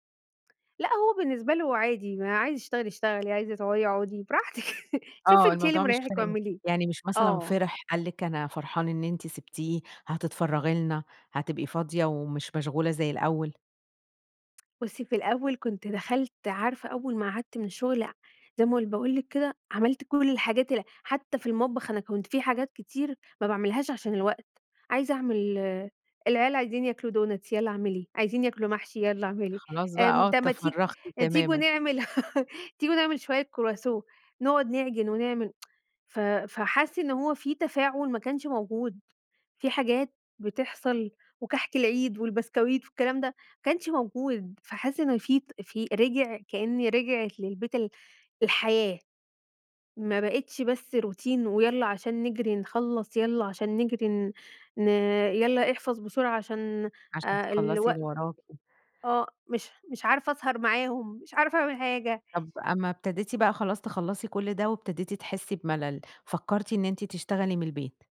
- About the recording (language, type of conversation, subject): Arabic, podcast, إيه رأيك: تشتغل من البيت ولا تروح المكتب؟
- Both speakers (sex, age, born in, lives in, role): female, 30-34, Egypt, Egypt, host; female, 35-39, Egypt, Egypt, guest
- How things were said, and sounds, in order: tapping; laughing while speaking: "براحتِك"; in English: "دونتس"; laugh; in French: "كرواسون"; tsk; in English: "روتين"